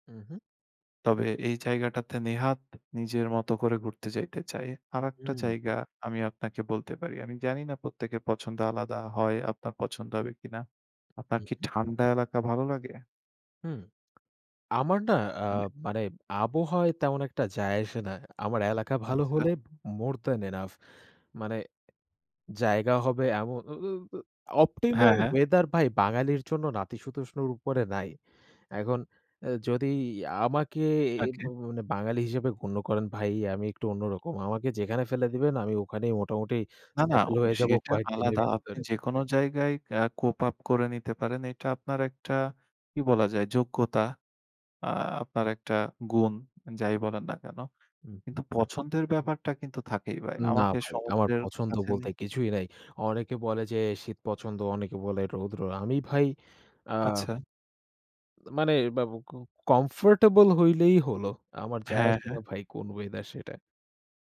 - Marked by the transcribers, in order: other background noise; in English: "মোর দ্যান এনাফ"; in English: "অপটিমাল ওয়েথার"; in English: "কোপ আপ"
- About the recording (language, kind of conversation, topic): Bengali, unstructured, আপনার স্বপ্নের ভ্রমণ গন্তব্য কোথায়?